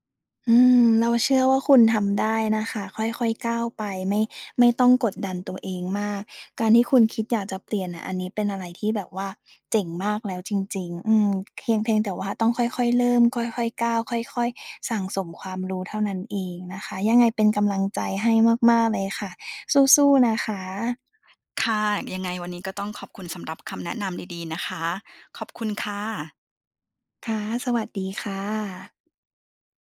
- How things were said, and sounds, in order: other background noise; tapping
- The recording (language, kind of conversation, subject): Thai, advice, จะเปลี่ยนอาชีพอย่างไรดีทั้งที่กลัวการเริ่มต้นใหม่?